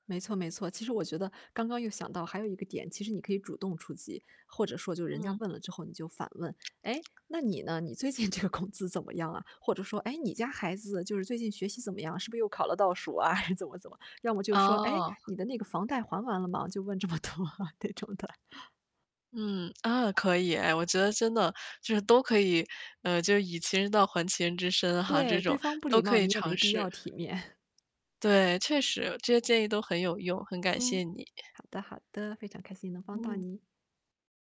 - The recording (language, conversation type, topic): Chinese, advice, 我该如何与大家庭成员建立健康的界限？
- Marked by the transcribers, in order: static; distorted speech; other background noise; laughing while speaking: "最近这个工资"; laughing while speaking: "啊？"; laughing while speaking: "这么多，这种的"; chuckle